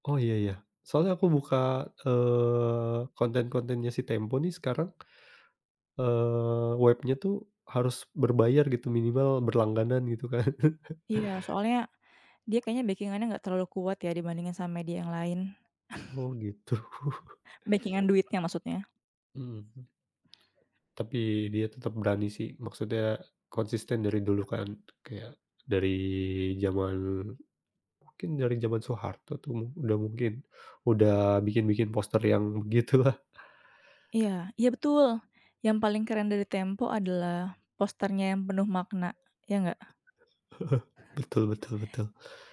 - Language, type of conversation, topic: Indonesian, unstructured, Apakah kamu setuju bahwa media kadang memanipulasi rasa takut demi keuntungan?
- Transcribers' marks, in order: other background noise; drawn out: "eee"; chuckle; laughing while speaking: "gitu"; chuckle; tapping; laughing while speaking: "begitulah"; chuckle